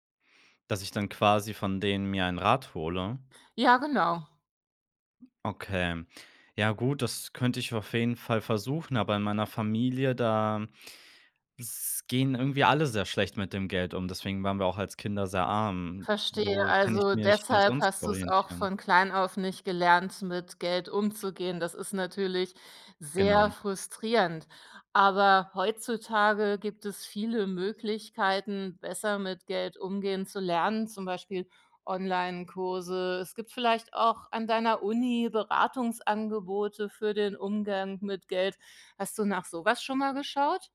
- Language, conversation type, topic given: German, advice, Wie können wir einen Konflikt wegen Geld oder unterschiedlicher Ausgabenprioritäten lösen?
- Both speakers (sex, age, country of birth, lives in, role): female, 45-49, Germany, Germany, advisor; male, 25-29, Germany, Germany, user
- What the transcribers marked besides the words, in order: none